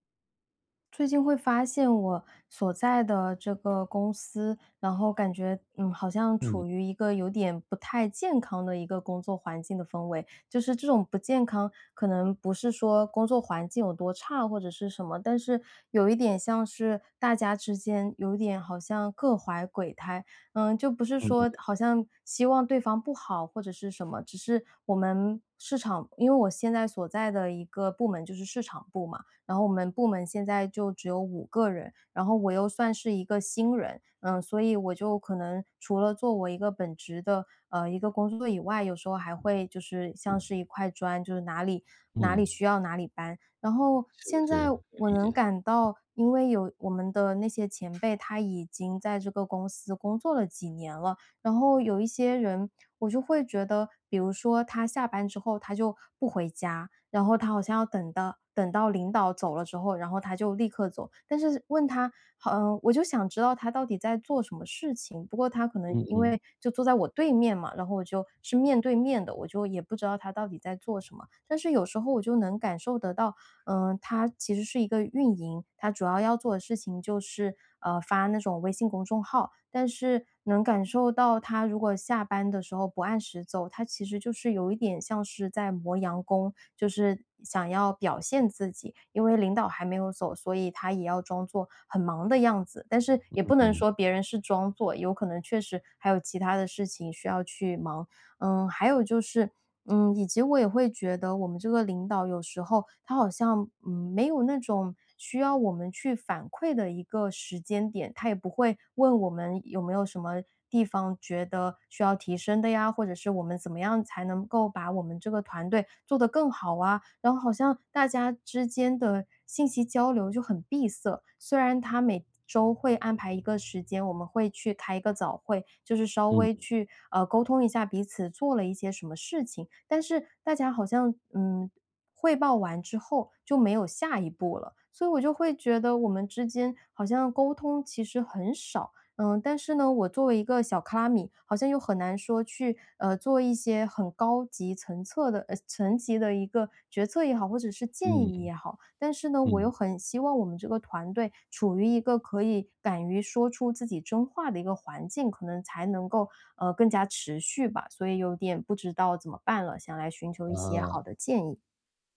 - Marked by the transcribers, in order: other background noise; tapping
- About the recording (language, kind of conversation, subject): Chinese, advice, 我们如何建立安全的反馈环境，让团队敢于分享真实想法？